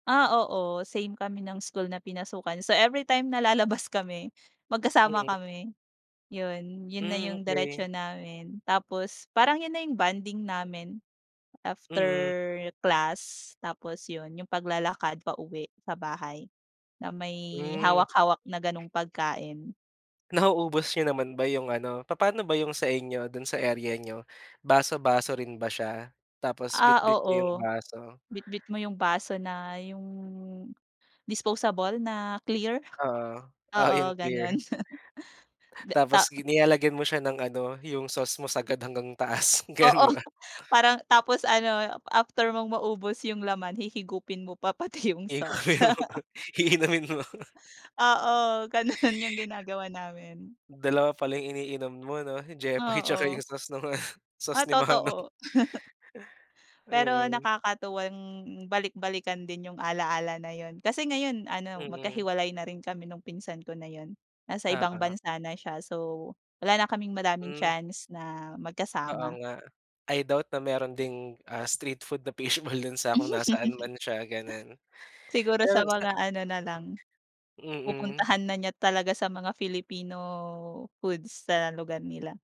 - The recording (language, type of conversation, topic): Filipino, podcast, Ano ang paborito mong pagkaing kalye at bakit mo ito gusto?
- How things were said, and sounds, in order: laughing while speaking: "everytime na lalabas kami, magkasama kami"; tapping; laughing while speaking: "Nauubos"; laughing while speaking: "oo yung clear"; laugh; laughing while speaking: "taas. Ganon"; laughing while speaking: "Oo, parang"; other background noise; laughing while speaking: "pati yung sauce"; laughing while speaking: "Hihigupin mo. Iinumin mo"; laughing while speaking: "Oo, ganun"; laughing while speaking: "Jepoy, tsaka yung sauce naman - sauce ni manong. Mm"; chuckle; giggle; laughing while speaking: "fish ball"